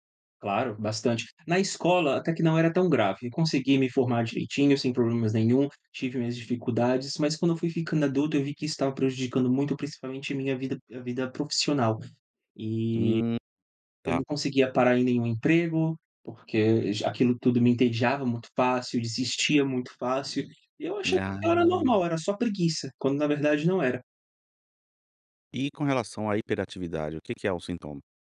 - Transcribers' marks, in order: none
- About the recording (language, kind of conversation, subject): Portuguese, podcast, Você pode contar sobre uma vez em que deu a volta por cima?
- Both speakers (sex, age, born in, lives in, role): male, 30-34, Brazil, Portugal, guest; male, 45-49, Brazil, United States, host